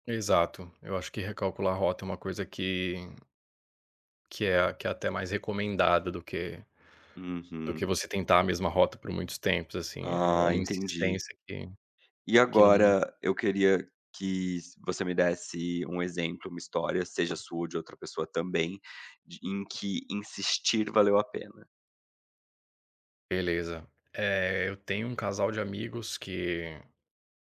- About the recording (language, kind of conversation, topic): Portuguese, podcast, Como saber quando é hora de insistir ou desistir?
- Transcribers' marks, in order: none